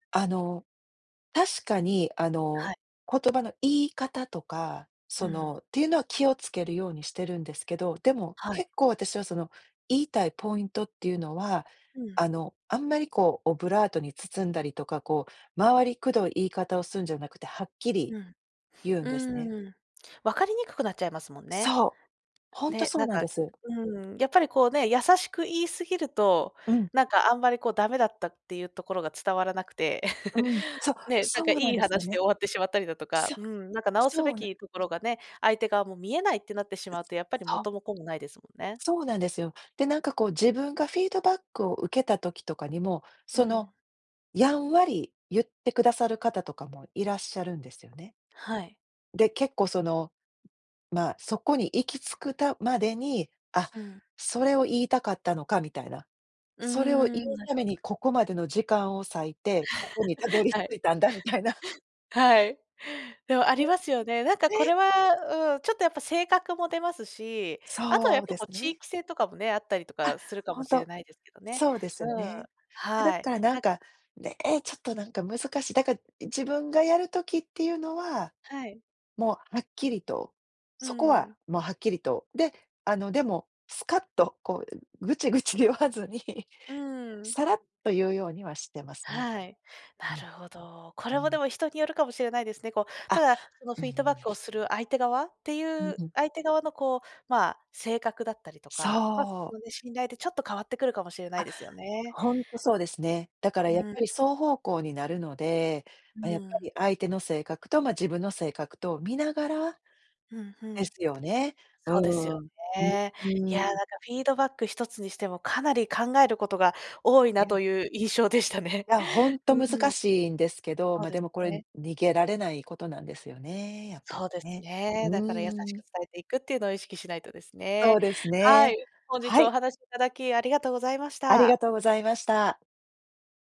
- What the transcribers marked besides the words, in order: laugh; laughing while speaking: "たどり着いたんだみたいな"; laugh; laughing while speaking: "グチグチ言わずに"
- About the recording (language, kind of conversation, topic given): Japanese, podcast, フィードバックはどのように伝えるのがよいですか？